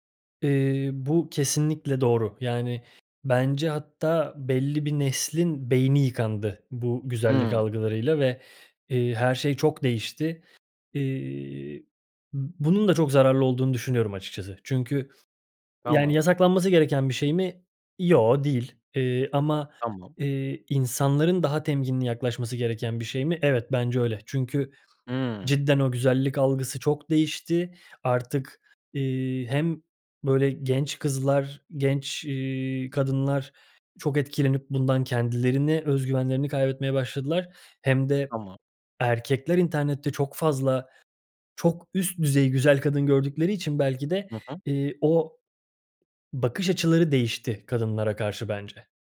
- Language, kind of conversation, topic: Turkish, podcast, Sosyal medyada gerçeklik ile kurgu arasındaki çizgi nasıl bulanıklaşıyor?
- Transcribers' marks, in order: none